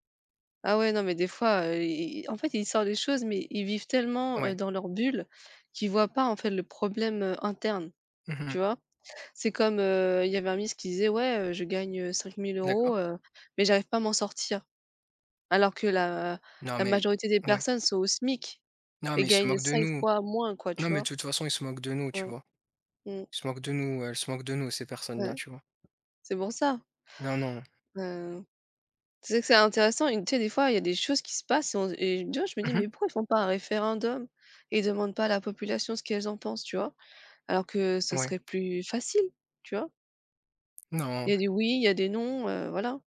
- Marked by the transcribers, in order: tapping
- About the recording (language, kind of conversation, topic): French, unstructured, Qu’est-ce qui te surprend le plus dans la politique actuelle ?